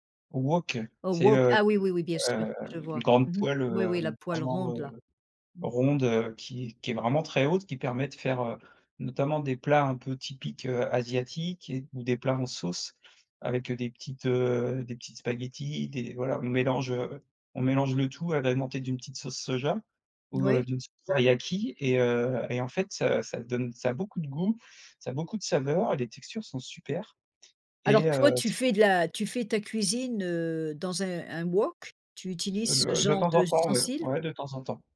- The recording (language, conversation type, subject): French, podcast, Qu’est-ce qui te plaît dans la cuisine maison ?
- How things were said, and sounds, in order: other background noise